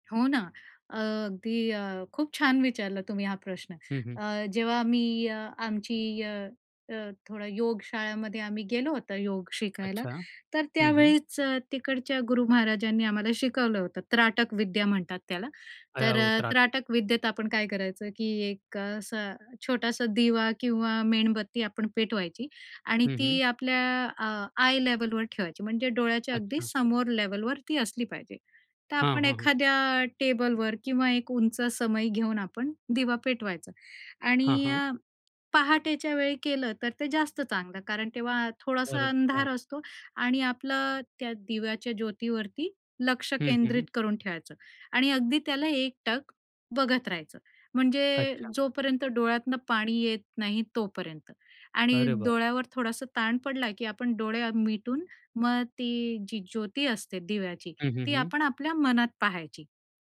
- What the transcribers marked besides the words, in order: tapping; unintelligible speech
- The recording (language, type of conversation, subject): Marathi, podcast, तुमची रोजची पूजा किंवा ध्यानाची सवय नेमकी कशी असते?